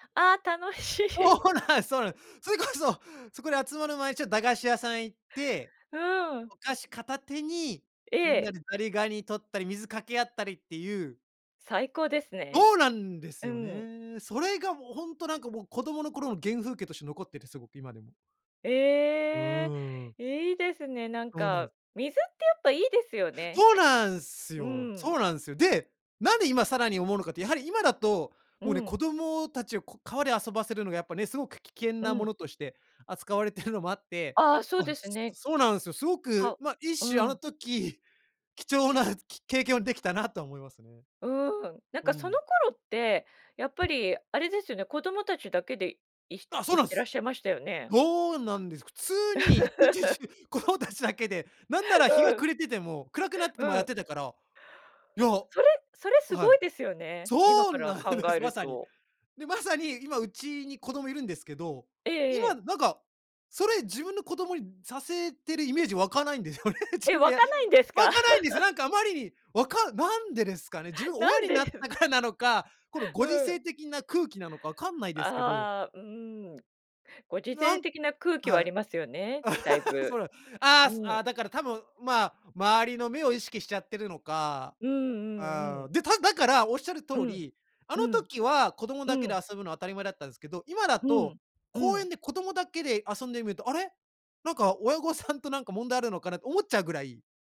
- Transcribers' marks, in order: laughing while speaking: "そうなんす、そうなん。それこそ"; other noise; laugh; laughing while speaking: "一日中子供たちだけで"; laughing while speaking: "湧かないんですよね"; laugh; laugh; laugh
- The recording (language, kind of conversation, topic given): Japanese, podcast, 子どもの頃に体験した自然の中での出来事で、特に印象に残っているのは何ですか？